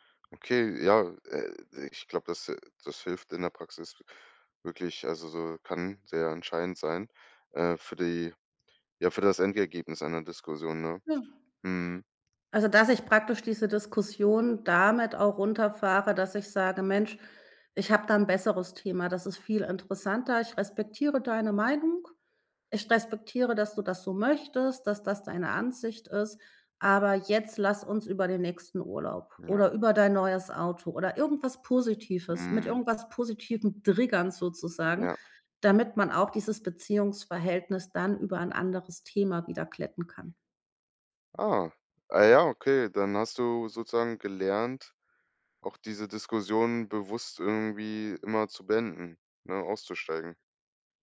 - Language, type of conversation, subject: German, podcast, Wie bleibst du ruhig, wenn Diskussionen hitzig werden?
- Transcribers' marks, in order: none